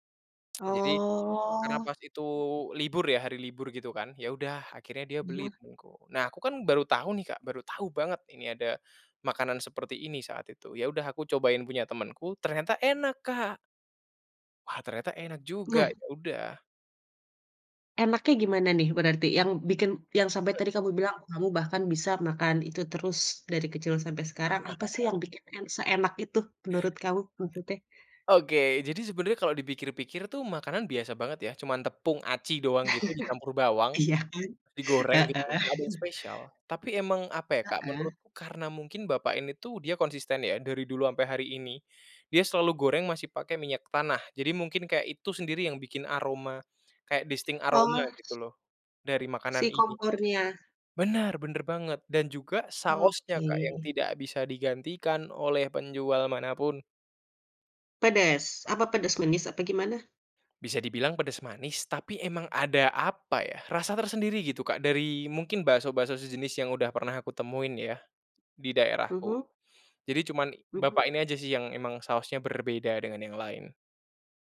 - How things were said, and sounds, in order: tsk; drawn out: "Oh"; other background noise; unintelligible speech; chuckle; other noise; chuckle; chuckle; in English: "distinct"
- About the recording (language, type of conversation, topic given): Indonesian, podcast, Ceritakan makanan favoritmu waktu kecil, dong?